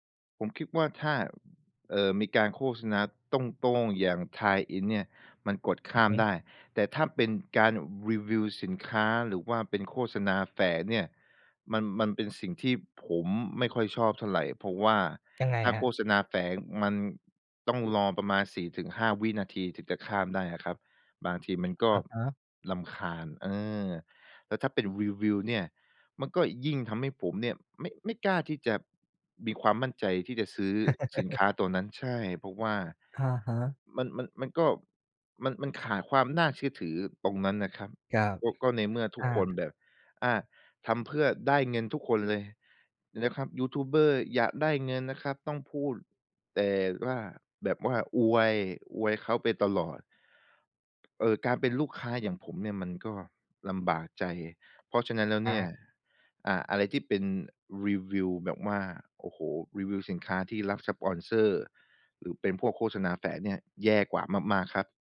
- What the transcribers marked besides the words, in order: in English: "tie-in"; chuckle
- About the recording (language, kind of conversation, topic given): Thai, podcast, คุณมองว่าคอนเทนต์ที่จริงใจควรเป็นแบบไหน?